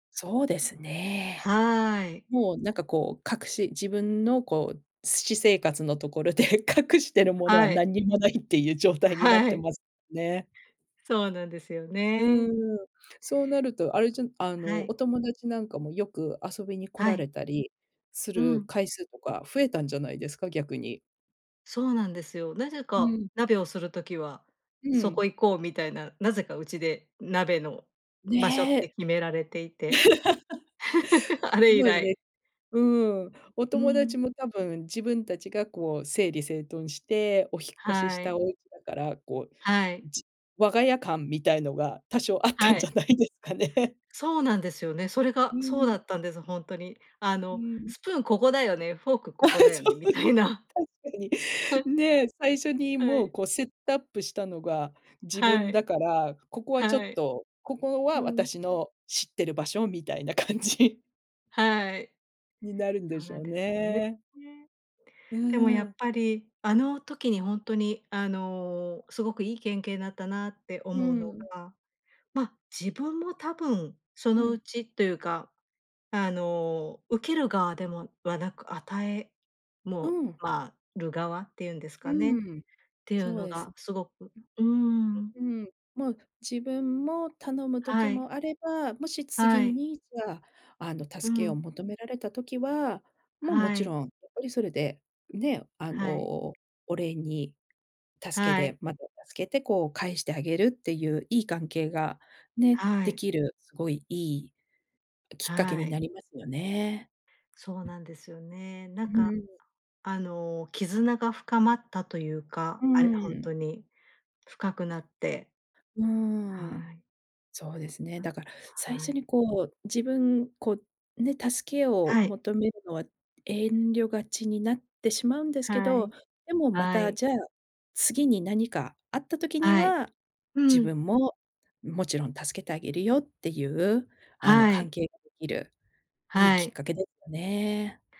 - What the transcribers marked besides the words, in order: tapping; laughing while speaking: "ところで隠してるものは"; other background noise; laugh; chuckle; laughing while speaking: "あったんじゃないですかね"; laughing while speaking: "あ、そう。確かに"; laughing while speaking: "感じ"; other noise
- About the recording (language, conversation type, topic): Japanese, podcast, 誰かに助けを求めるとき、うまく頼むためのコツは何ですか？
- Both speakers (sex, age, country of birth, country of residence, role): female, 50-54, Japan, Japan, guest; female, 50-54, Japan, United States, host